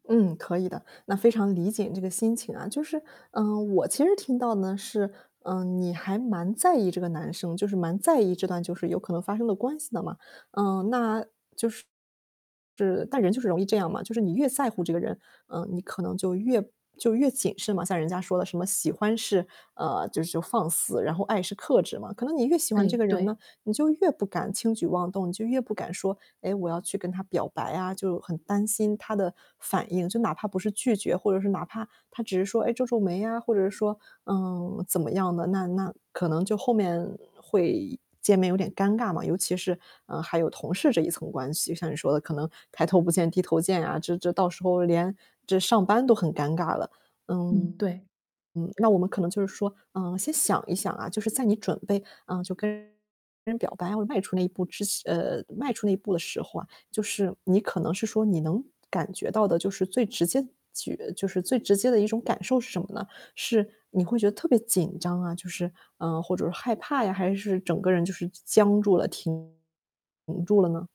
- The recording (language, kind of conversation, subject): Chinese, advice, 你为什么害怕向喜欢的人表白，或者担心被拒绝呢？
- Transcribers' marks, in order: static; distorted speech; other background noise